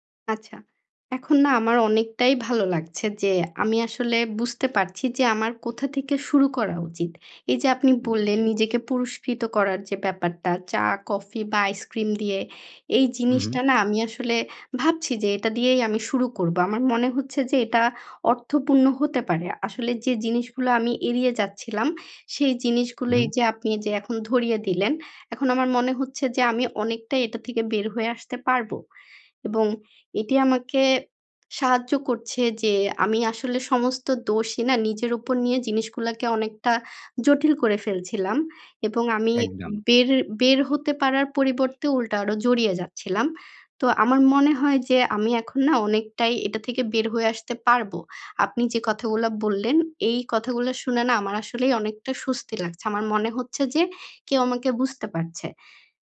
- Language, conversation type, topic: Bengali, advice, দীর্ঘ সময় কাজ করার সময় মনোযোগ ধরে রাখতে কষ্ট হলে কীভাবে সাহায্য পাব?
- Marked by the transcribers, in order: none